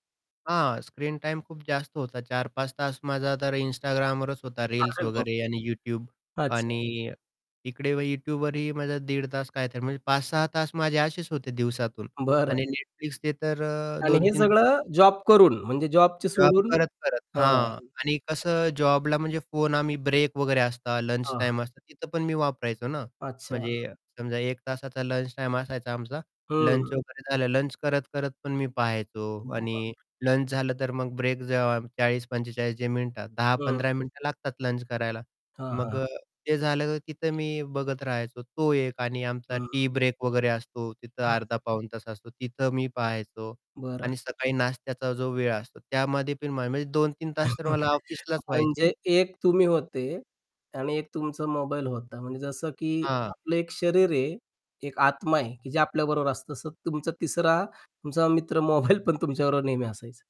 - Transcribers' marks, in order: static; tapping; distorted speech; unintelligible speech; chuckle; laughing while speaking: "मोबाईल"
- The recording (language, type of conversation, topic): Marathi, podcast, टिकटॉक आणि यूट्यूबवर सलग व्हिडिओ पाहत राहिल्यामुळे तुमचा दिवस कसा निघून जातो, असं तुम्हाला वाटतं?